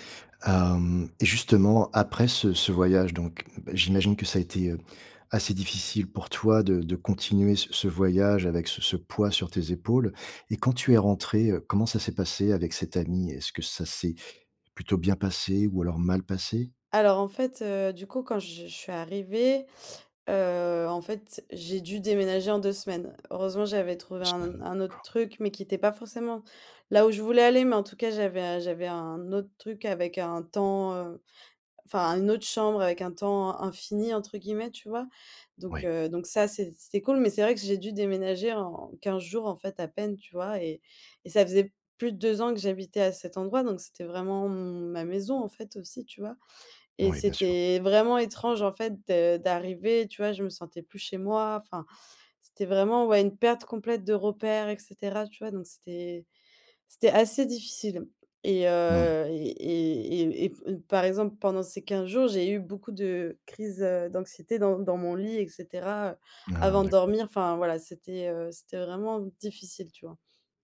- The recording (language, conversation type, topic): French, advice, Comment décrire des crises de panique ou une forte anxiété sans déclencheur clair ?
- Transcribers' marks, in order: other background noise; tapping; stressed: "difficile"